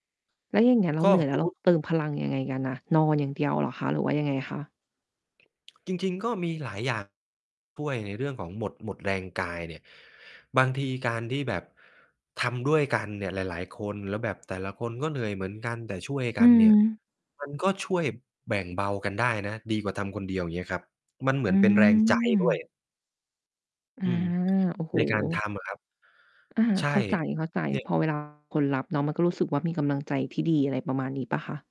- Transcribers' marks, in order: distorted speech
- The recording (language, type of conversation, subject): Thai, podcast, เวลาหมดแรง คุณเติมพลังยังไงบ้าง?